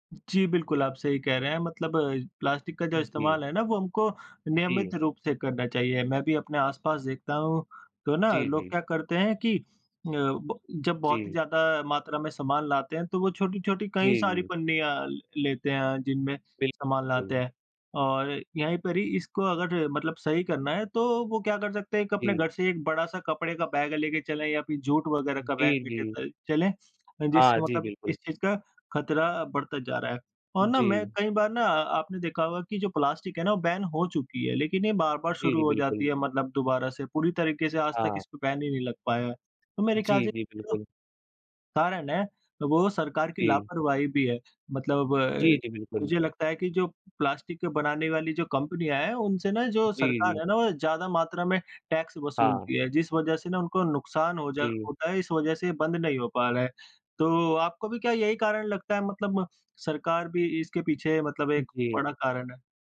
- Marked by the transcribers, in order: in English: "बैन"; in English: "बैन"
- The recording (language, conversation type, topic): Hindi, unstructured, क्या प्लास्टिक कचरा हमारे भविष्य को खतरे में डाल रहा है?